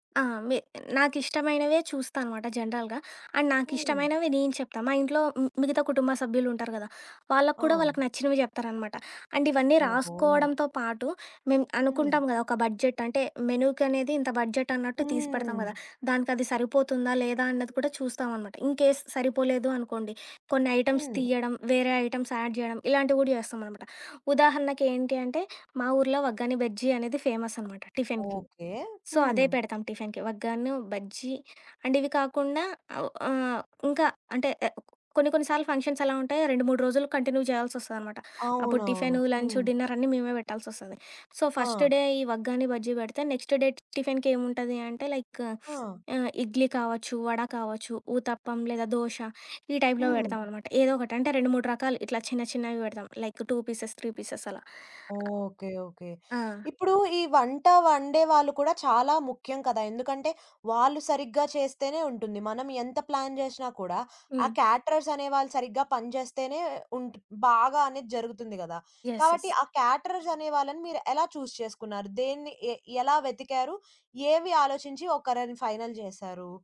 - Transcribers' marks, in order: tapping; in English: "జనరల్‌గా, అండ్"; in English: "అండ్"; in English: "బడ్జెట్"; in English: "బడ్జెట్"; other background noise; in English: "ఇన్‌కేస్"; in English: "ఐటమ్స్"; in English: "ఐటెమ్స్ యాడ్"; in English: "ఫేమస్"; in English: "టిఫిన్‌కి. సో"; in English: "టిఫిన్‌కి"; in English: "అండ్"; in English: "ఫంక్షన్స్"; in English: "కంటిన్యూ"; in English: "టిఫిన్, లంచ్, డిన్నర్"; in English: "సో, ఫస్ట్ డే"; in English: "నెక్స్ట్ డే"; in English: "లైక్"; in English: "టైప్‌లో"; in English: "లైక్"; in English: "పీసెస్"; in English: "పీసెస్"; in English: "ప్లాన్"; in English: "క్యాటరర్స్"; in English: "యెస్. యెస్"; in English: "క్యాటరర్స్"; in English: "చూస్"; in English: "ఫైనల్"
- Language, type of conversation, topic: Telugu, podcast, వేడుక కోసం మీరు మెనూని ఎలా నిర్ణయిస్తారు?